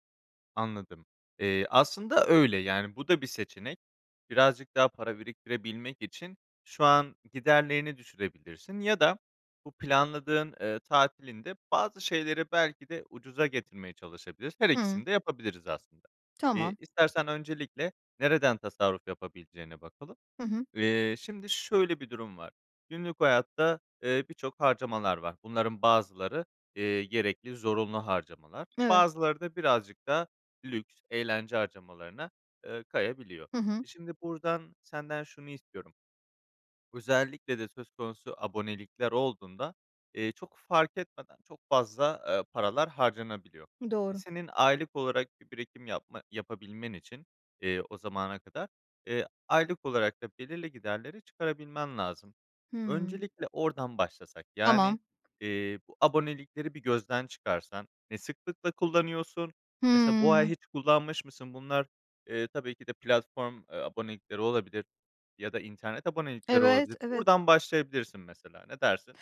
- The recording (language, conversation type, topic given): Turkish, advice, Zamanım ve bütçem kısıtlıyken iyi bir seyahat planını nasıl yapabilirim?
- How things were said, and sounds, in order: swallow